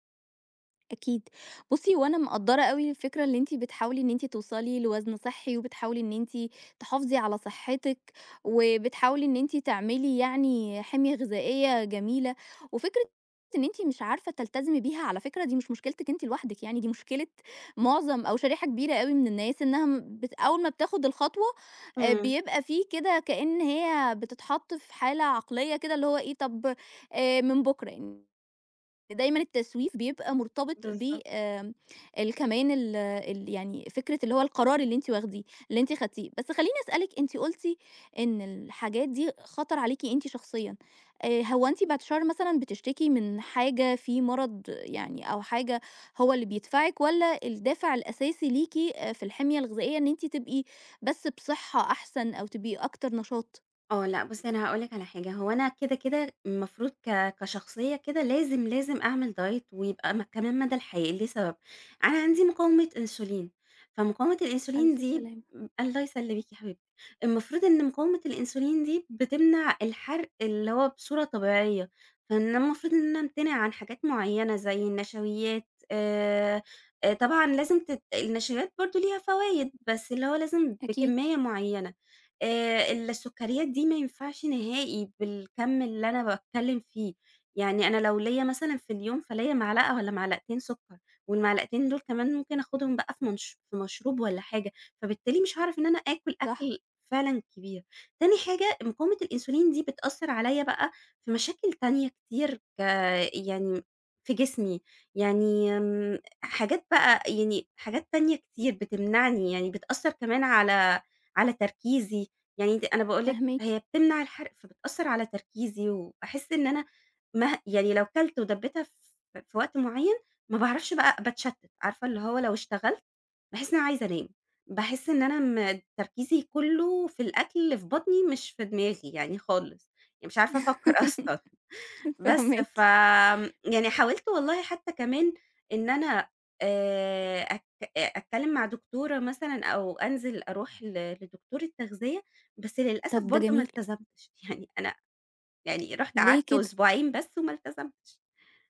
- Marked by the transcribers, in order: unintelligible speech; in English: "diet"; unintelligible speech; tapping; laugh; laughing while speaking: "أصلًا"; chuckle; laughing while speaking: "يعني أنا"
- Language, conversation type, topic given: Arabic, advice, إزاي أبدأ خطة أكل صحية عشان أخس؟